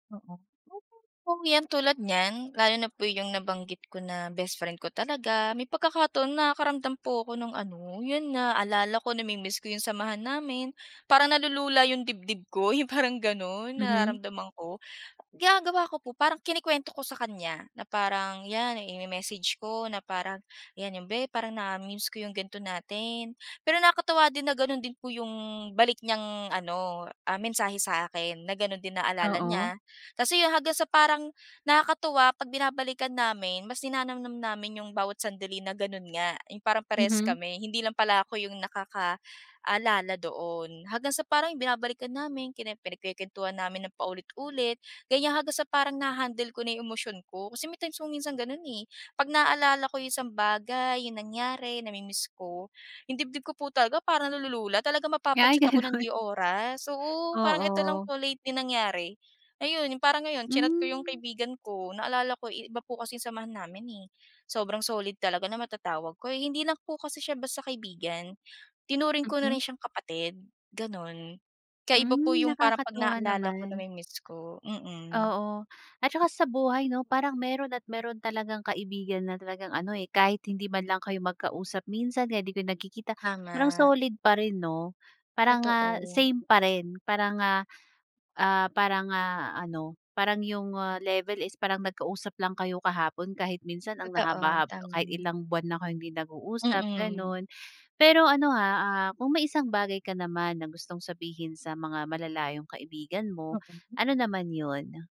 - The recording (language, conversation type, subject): Filipino, podcast, Paano mo pinananatili ang ugnayan sa mga kaibigang malalayo?
- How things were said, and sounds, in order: tapping; other background noise